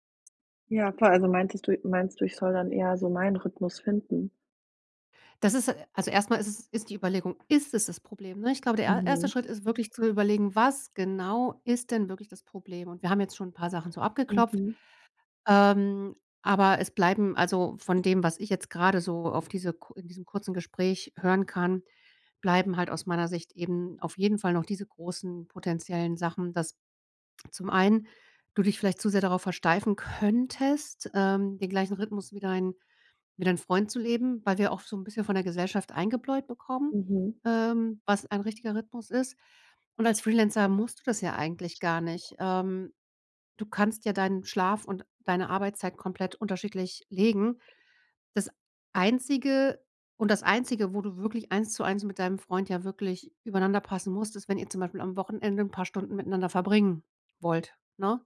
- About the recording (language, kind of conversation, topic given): German, advice, Wie kann ich meine Abendroutine so gestalten, dass ich zur Ruhe komme und erholsam schlafe?
- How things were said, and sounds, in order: tapping; other background noise; stressed: "könntest"